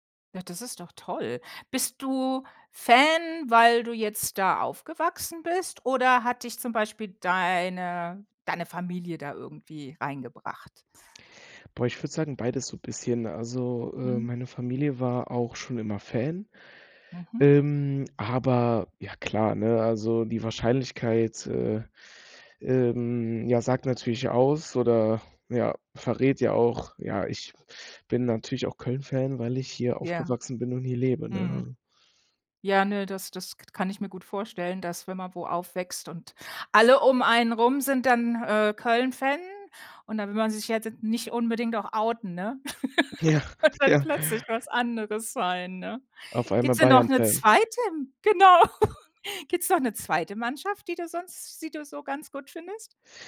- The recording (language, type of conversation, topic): German, podcast, Erzähl mal, wie du zu deinem liebsten Hobby gekommen bist?
- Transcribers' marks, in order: in English: "outen"; laugh; laughing while speaking: "Und dann plötzlich was anderes sein, ne?"; laughing while speaking: "Ja, ja"; inhale; laughing while speaking: "Genau"; chuckle; other background noise